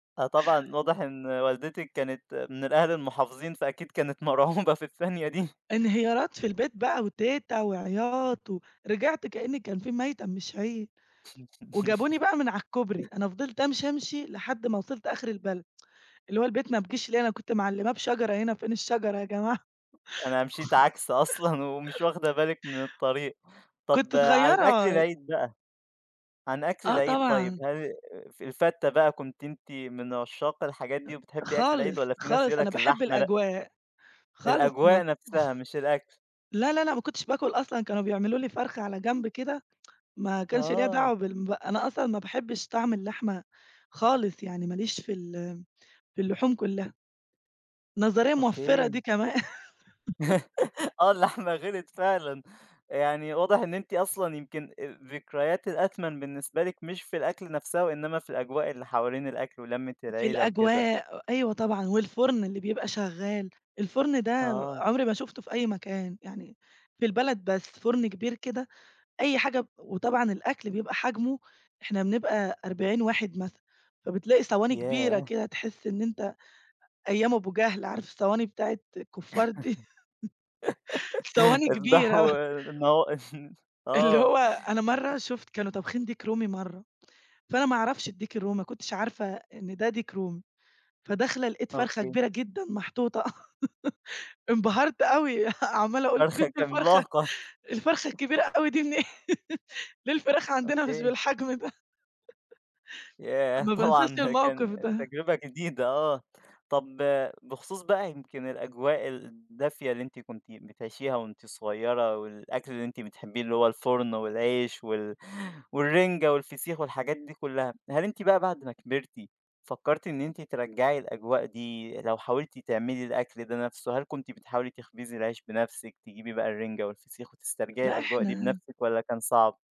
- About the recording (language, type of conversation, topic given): Arabic, podcast, إيه ذكريات الطفولة المرتبطة بالأكل اللي لسه فاكراها؟
- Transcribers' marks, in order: laughing while speaking: "فأكيد كانت مرعوبة في الثانية دي"; chuckle; tapping; sniff; tsk; laughing while speaking: "أنا مشيت عكس أصلًا ومش واخدة بالِك من الطريق"; laugh; other background noise; chuckle; tsk; laughing while speaking: "آه اللحمة غليّت فعلًا"; laugh; laugh; laughing while speaking: "افضحوا النها آه"; laugh; laugh; laughing while speaking: "إنبهرت أوي عمّالة أقول أنتم … بانساش الموقف ده"; laughing while speaking: "فرخة عملاقة"; laughing while speaking: "ياه! طبعًا ده كان تجربة جديدة آه"; laugh